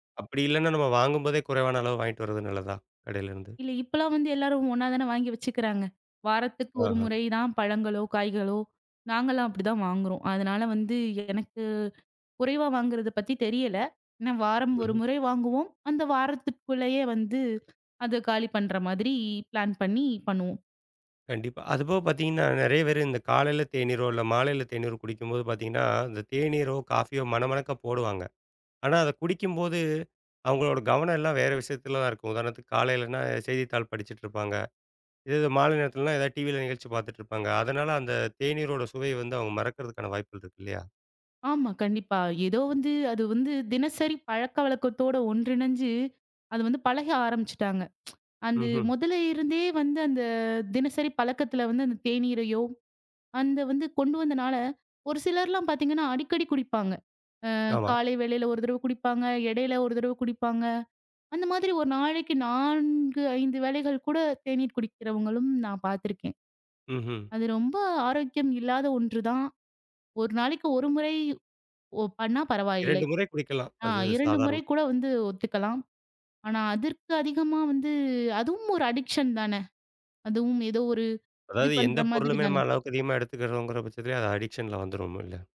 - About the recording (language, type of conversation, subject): Tamil, podcast, உங்கள் வீட்டில் உணவு சாப்பிடும்போது மனதை கவனமாக வைத்திருக்க நீங்கள் எந்த வழக்கங்களைப் பின்பற்றுகிறீர்கள்?
- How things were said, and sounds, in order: in English: "ப்ளான்"; grunt; tsk; "அது" said as "அந்து"; in English: "அடிக்ஷன்"; in English: "அடிக்ஷன்ல"